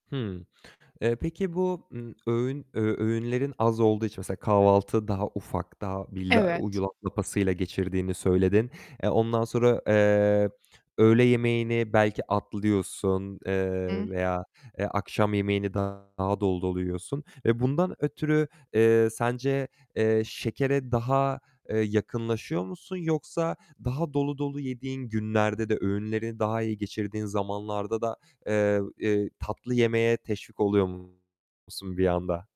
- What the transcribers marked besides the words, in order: other background noise; distorted speech
- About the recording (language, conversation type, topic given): Turkish, advice, Sağlıklı bir yemek planı yapıyorum ama uygularken kararsız kalıyorum; bunu nasıl aşabilirim?